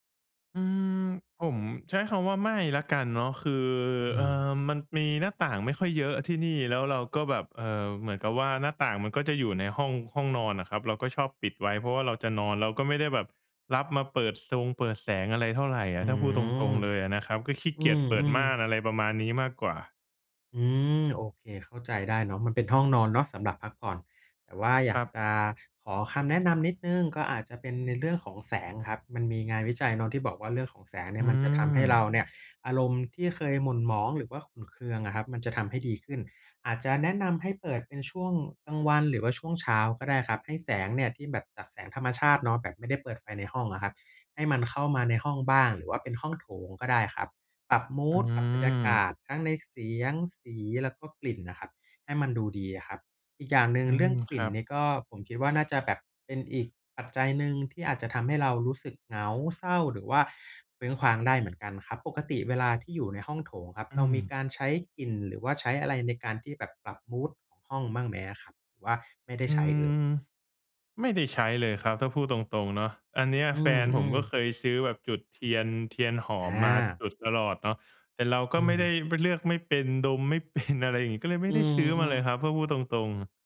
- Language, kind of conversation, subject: Thai, advice, ฉันควรจัดสภาพแวดล้อมรอบตัวอย่างไรเพื่อเลิกพฤติกรรมที่ไม่ดี?
- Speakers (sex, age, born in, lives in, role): male, 25-29, Thailand, Thailand, user; male, 30-34, Thailand, Thailand, advisor
- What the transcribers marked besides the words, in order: laughing while speaking: "เป็น"